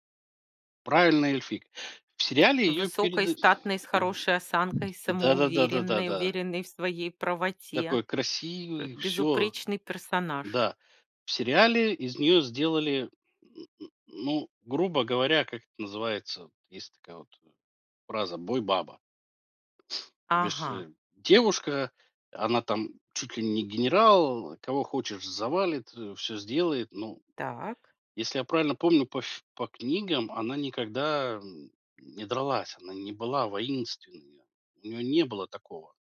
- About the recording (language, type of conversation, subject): Russian, podcast, Что делает экранизацию книги удачной?
- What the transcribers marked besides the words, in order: tapping; other background noise